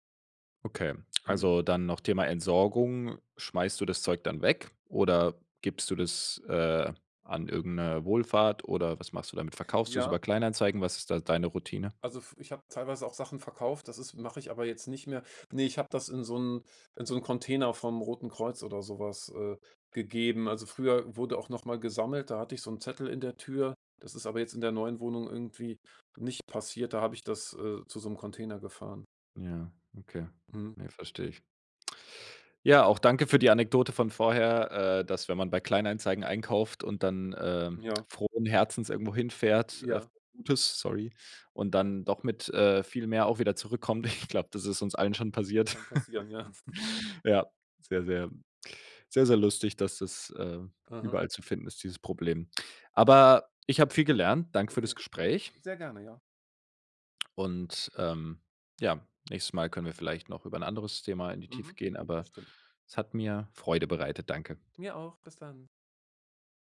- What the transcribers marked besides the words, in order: unintelligible speech; laughing while speaking: "Ich"; chuckle; lip smack; joyful: "Mir auch. Bis dann"
- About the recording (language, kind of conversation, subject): German, podcast, Wie schaffst du mehr Platz in kleinen Räumen?